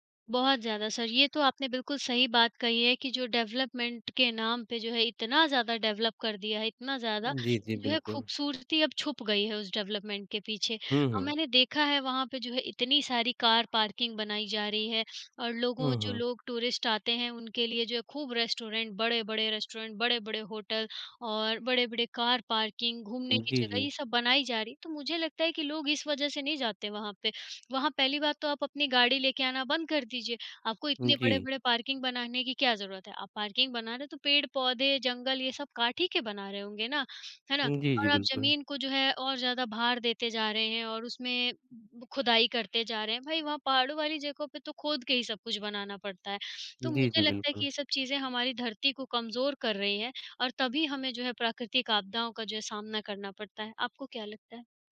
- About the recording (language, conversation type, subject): Hindi, unstructured, यात्रा के दौरान आपको सबसे ज़्यादा खुशी किस बात से मिलती है?
- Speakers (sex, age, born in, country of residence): female, 40-44, India, India; male, 25-29, India, India
- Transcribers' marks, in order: in English: "सर"; in English: "डेवलपमेंट"; in English: "डेवलप"; tapping; in English: "डेवलपमेंट"; other background noise; in English: "टूरिस्ट"; in English: "रेस्टोरेंट"; in English: "रेस्टोरेंट"; other noise